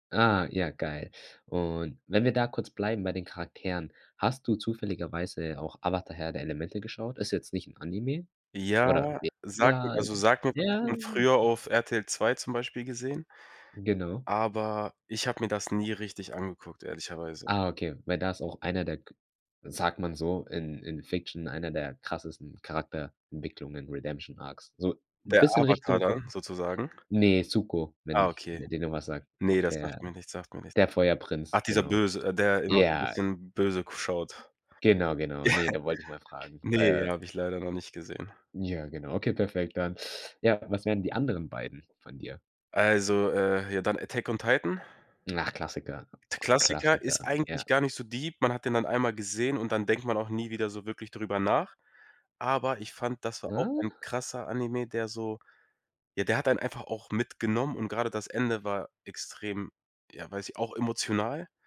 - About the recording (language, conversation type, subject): German, podcast, Wie haben dich Serien durch schwere Zeiten begleitet?
- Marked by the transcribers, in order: unintelligible speech; unintelligible speech; other background noise; unintelligible speech; laughing while speaking: "Ja"; in English: "deep"; surprised: "Ah?"